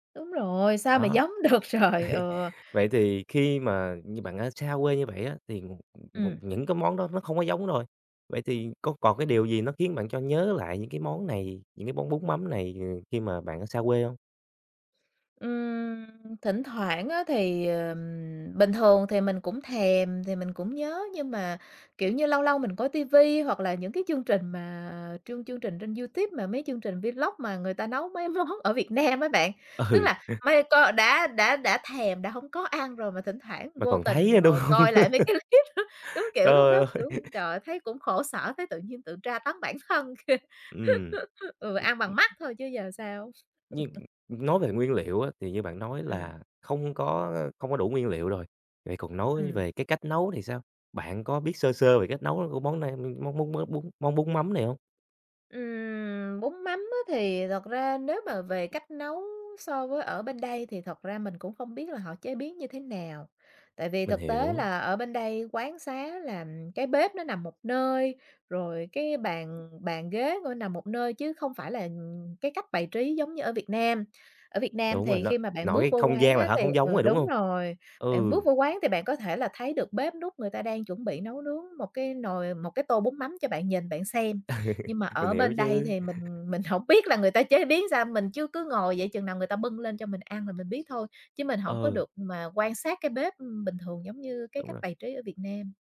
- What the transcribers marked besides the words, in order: laughing while speaking: "Đấy"; laughing while speaking: "được"; other background noise; other noise; in English: "vlog"; laughing while speaking: "món"; laughing while speaking: "Ừ"; laughing while speaking: "đúng hông?"; laugh; laughing while speaking: "mấy cái clip đó"; laugh; tapping; laugh; chuckle; unintelligible speech; laughing while speaking: "hổng biết"; laughing while speaking: "Ừ"
- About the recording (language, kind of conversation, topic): Vietnamese, podcast, Món ăn nào khiến bạn nhớ về quê hương nhất?